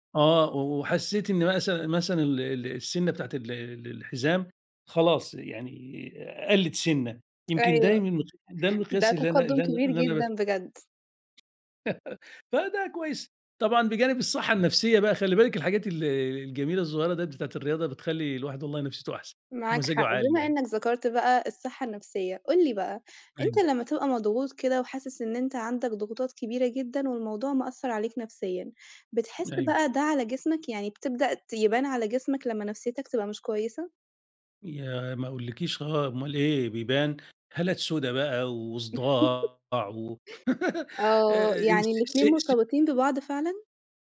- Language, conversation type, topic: Arabic, podcast, إزاي بتحافظ على توازن ما بين صحتك النفسية وصحتك الجسدية؟
- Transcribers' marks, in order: tapping; laugh; laugh; laugh; unintelligible speech